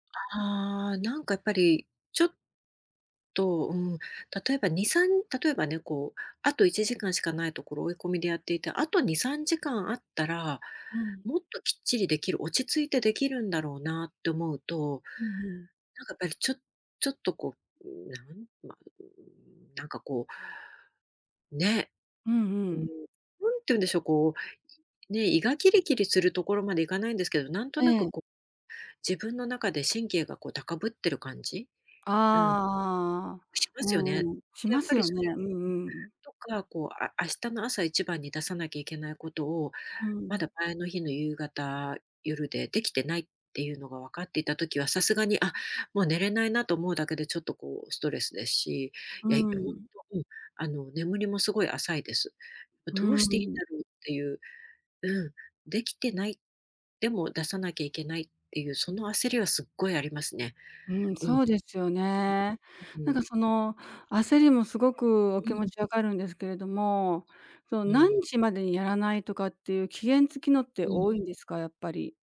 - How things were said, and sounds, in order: other background noise
- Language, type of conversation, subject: Japanese, advice, 締め切り前に慌てて短時間で詰め込んでしまう癖を直すにはどうすればよいですか？